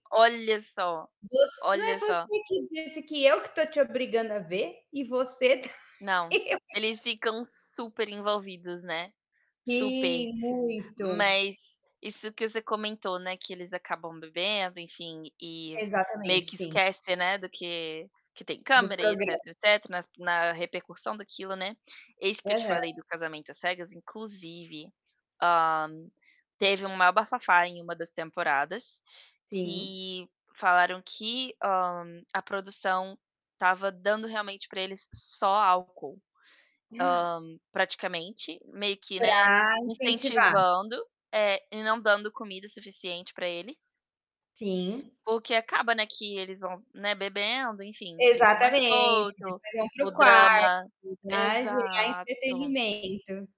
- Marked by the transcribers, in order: distorted speech; laughing while speaking: "tá e eu"; static; tapping; gasp
- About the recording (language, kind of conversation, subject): Portuguese, unstructured, Você acha que os programas de reality invadem demais a privacidade dos participantes?